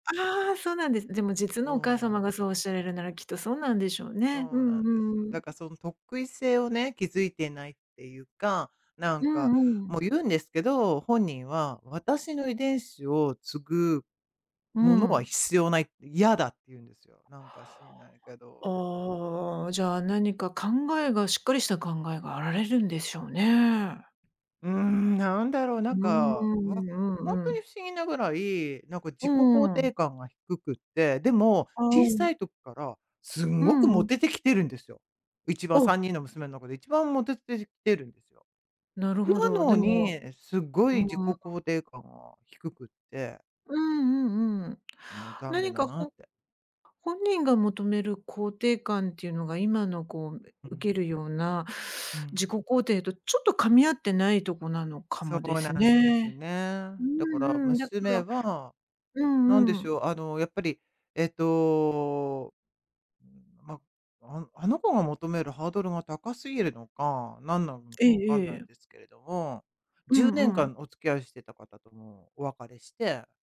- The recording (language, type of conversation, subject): Japanese, advice, 将来の結婚や子どもに関する価値観の違いで、進路が合わないときはどうすればよいですか？
- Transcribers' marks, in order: other noise; unintelligible speech; other background noise